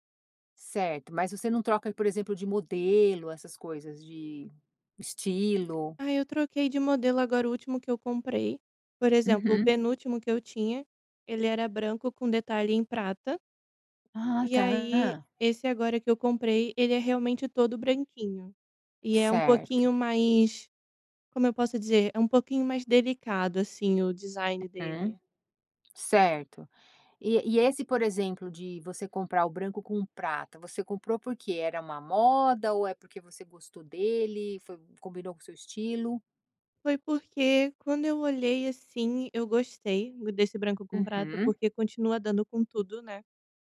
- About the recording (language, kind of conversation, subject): Portuguese, podcast, Qual peça marcou uma mudança no seu visual?
- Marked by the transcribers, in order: none